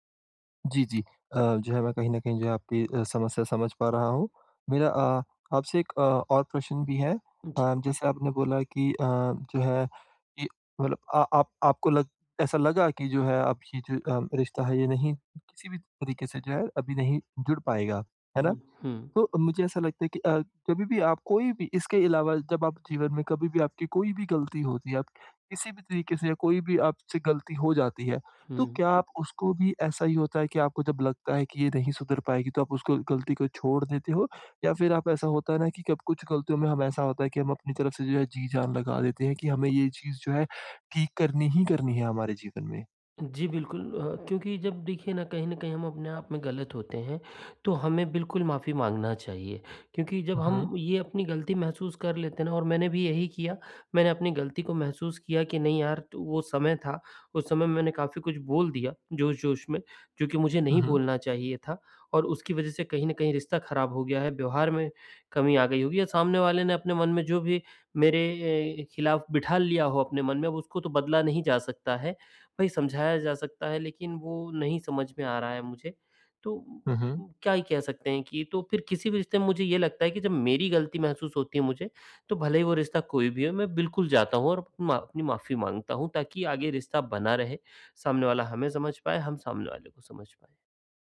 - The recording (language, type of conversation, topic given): Hindi, advice, गलती के बाद मैं खुद के प्रति करुणा कैसे रखूँ और जल्दी कैसे संभलूँ?
- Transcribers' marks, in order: none